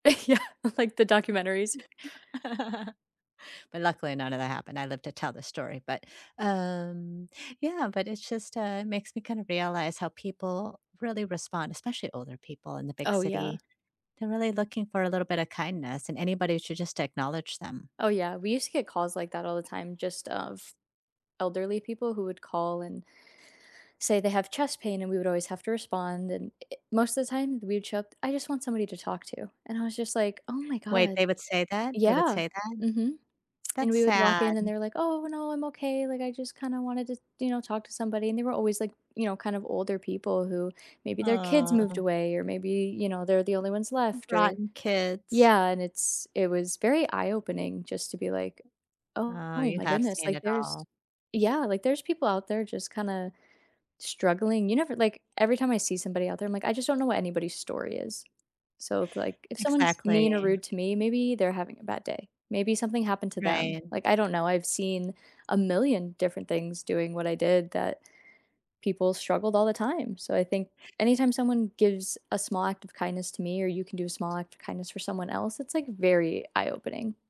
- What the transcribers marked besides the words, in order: laugh; laughing while speaking: "Yeah"; laugh; tapping; drawn out: "Aw"; other background noise
- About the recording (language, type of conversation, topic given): English, unstructured, When was the last time a stranger surprised you with kindness, and how did it affect you?